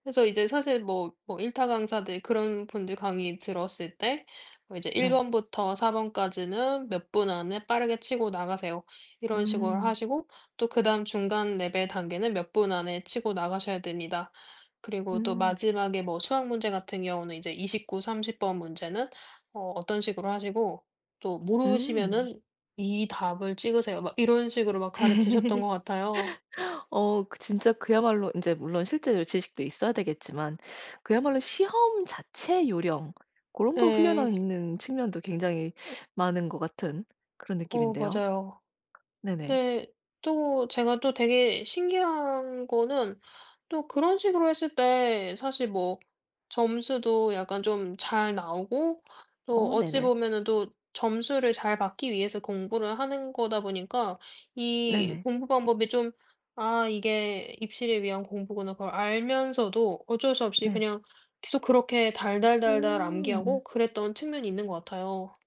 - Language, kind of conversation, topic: Korean, podcast, 자신의 공부 습관을 완전히 바꾸게 된 계기가 있으신가요?
- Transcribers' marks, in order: laugh; other background noise; tapping